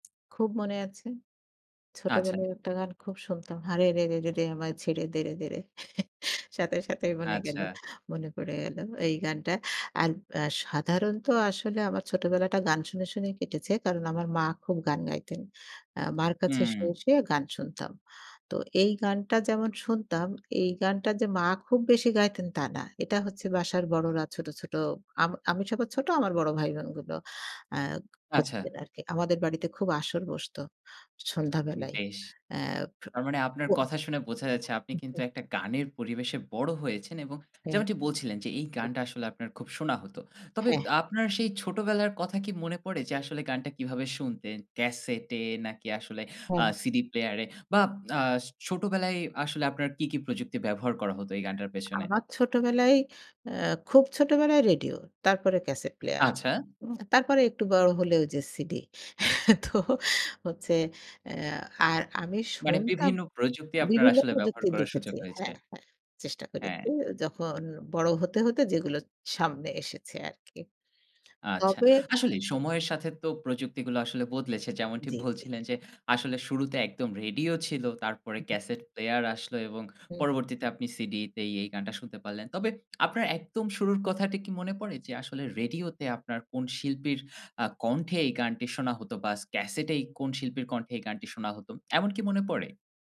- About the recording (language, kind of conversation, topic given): Bengali, podcast, ছোটবেলায় আপনি কোন গানটা বারবার শুনতেন?
- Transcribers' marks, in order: singing: "হারে রে রে রে রে, আমায় ছেড়ে দে রে দে রে"; chuckle; unintelligible speech; other background noise; unintelligible speech; chuckle; laughing while speaking: "তো"; lip smack